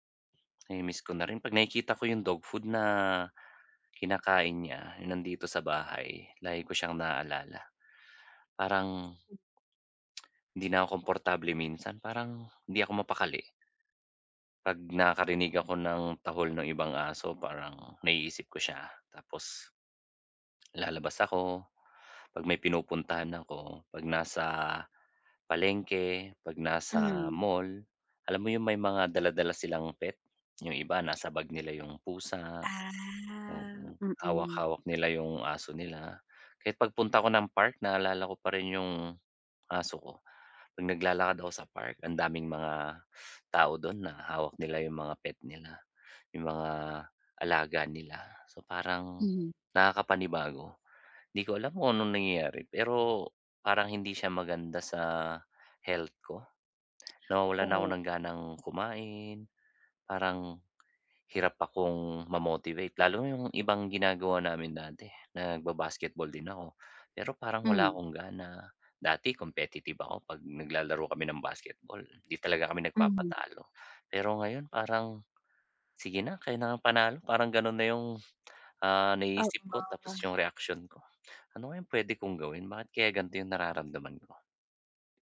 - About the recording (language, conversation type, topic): Filipino, advice, Paano ako haharap sa biglaang pakiramdam ng pangungulila?
- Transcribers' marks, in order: tapping; tsk; other noise; lip smack; other background noise; drawn out: "Ah"